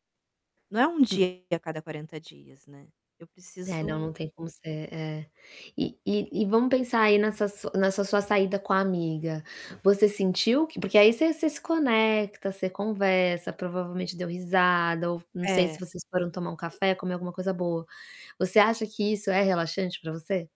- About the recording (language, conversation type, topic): Portuguese, advice, Como posso reservar um tempo diário para relaxar?
- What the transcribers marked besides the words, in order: tapping; distorted speech; other background noise; static